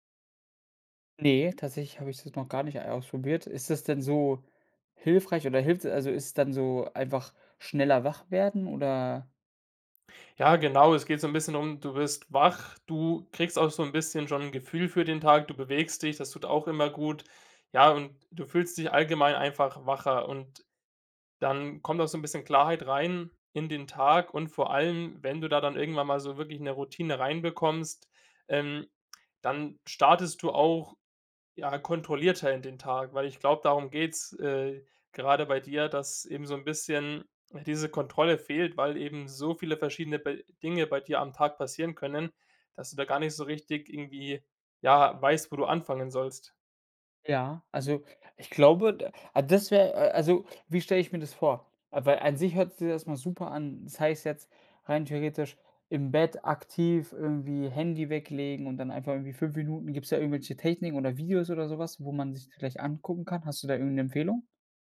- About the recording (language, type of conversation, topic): German, advice, Wie kann ich eine feste Morgen- oder Abendroutine entwickeln, damit meine Tage nicht mehr so chaotisch beginnen?
- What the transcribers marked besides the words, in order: none